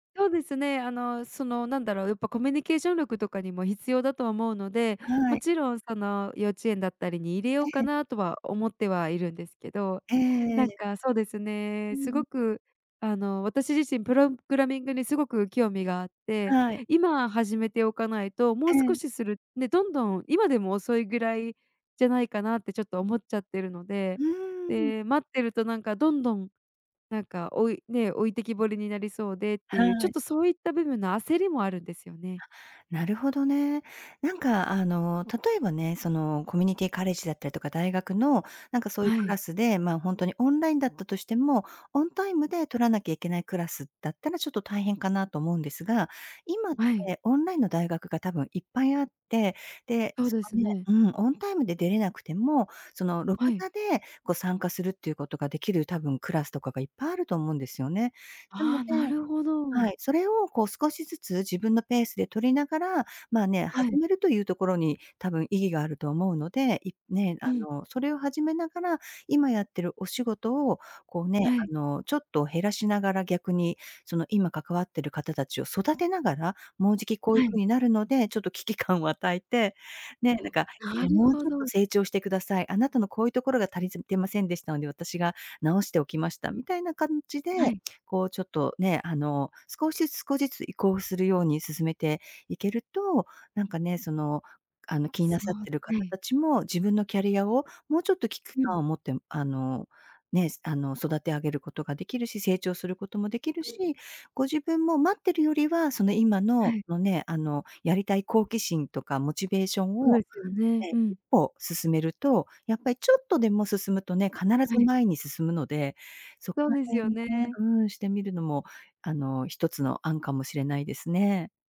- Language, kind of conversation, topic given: Japanese, advice, 学び直してキャリアチェンジするかどうか迷っている
- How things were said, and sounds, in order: in English: "オンタイム"